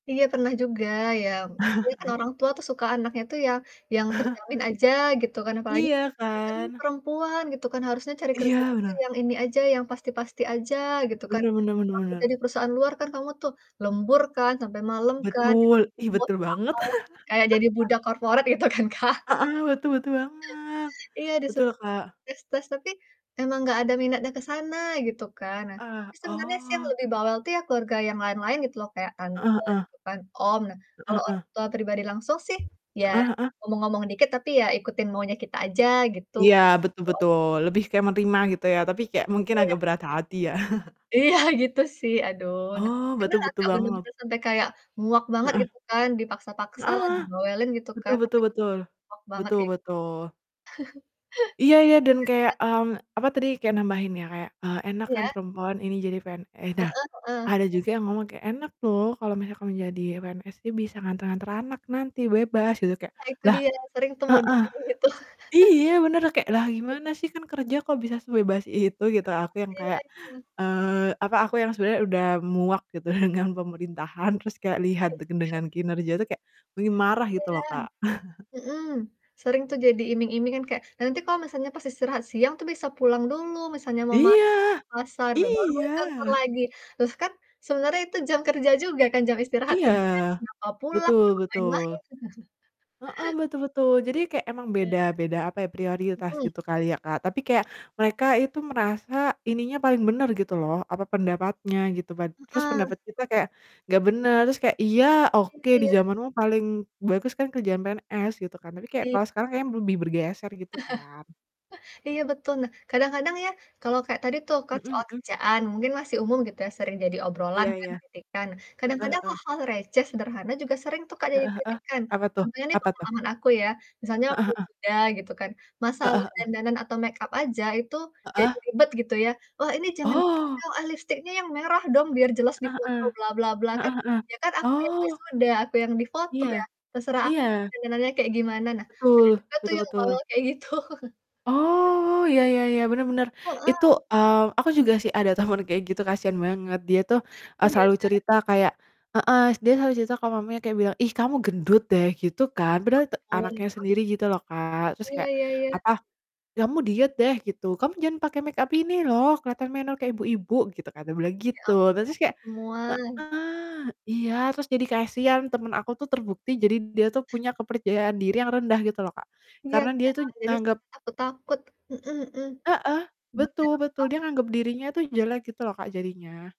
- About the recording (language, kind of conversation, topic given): Indonesian, unstructured, Bagaimana cara kamu menghadapi anggota keluarga yang terus-menerus mengkritik?
- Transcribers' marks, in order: chuckle; chuckle; distorted speech; laugh; in English: "corporate"; laughing while speaking: "gitu kan, Kak"; unintelligible speech; chuckle; laughing while speaking: "Iya"; unintelligible speech; chuckle; unintelligible speech; chuckle; laughing while speaking: "dengan"; laughing while speaking: "Oh gitu"; chuckle; chuckle; chuckle; tapping; laughing while speaking: "gitu"; chuckle; other noise; static; other background noise; unintelligible speech; unintelligible speech